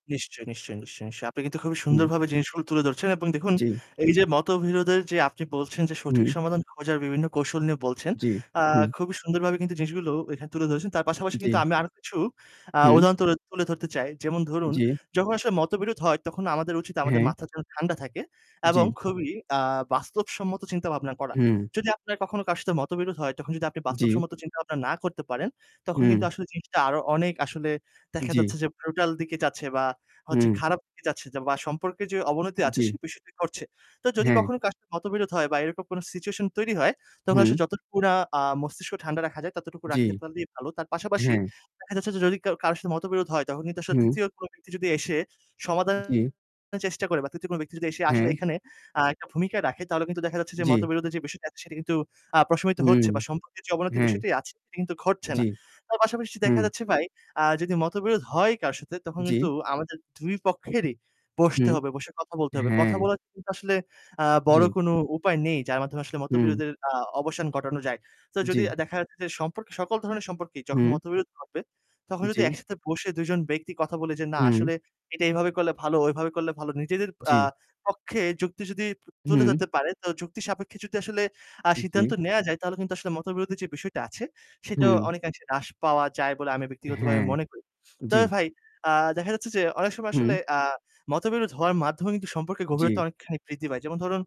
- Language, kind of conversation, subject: Bengali, unstructured, কোনো মতবিরোধ হলে আপনি সাধারণত কী করেন?
- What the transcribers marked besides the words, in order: other background noise; static; distorted speech; unintelligible speech